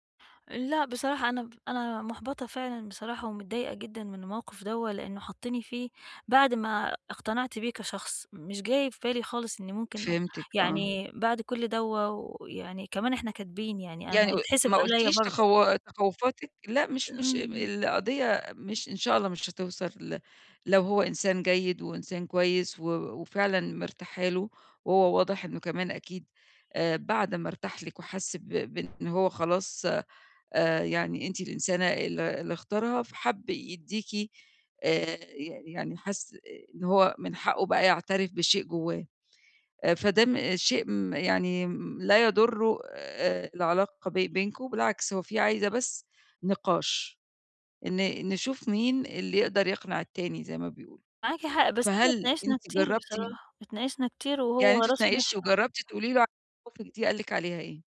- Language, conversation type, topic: Arabic, advice, ازاي أتعامل مع اختلاف كبير بيني وبين شريكي في رغبة الخلفة؟
- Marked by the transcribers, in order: other background noise; horn